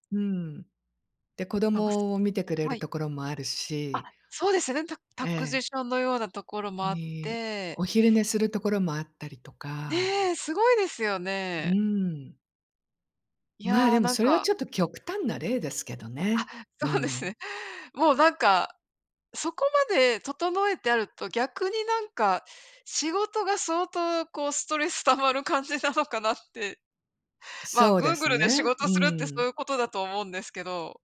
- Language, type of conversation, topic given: Japanese, unstructured, 理想の職場環境はどんな場所ですか？
- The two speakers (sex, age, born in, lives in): female, 55-59, Japan, United States; female, 60-64, Japan, United States
- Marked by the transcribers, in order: none